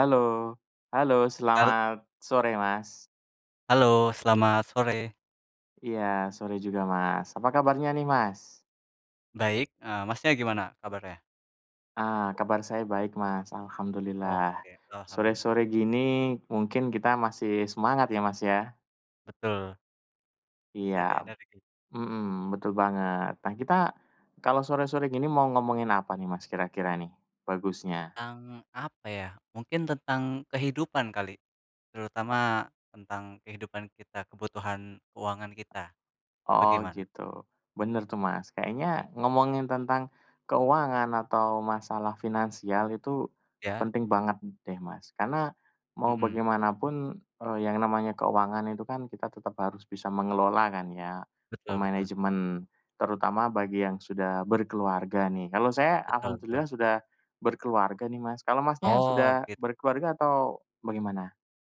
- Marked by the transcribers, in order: other background noise; tapping
- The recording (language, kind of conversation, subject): Indonesian, unstructured, Pernahkah kamu meminjam uang dari teman atau keluarga, dan bagaimana ceritanya?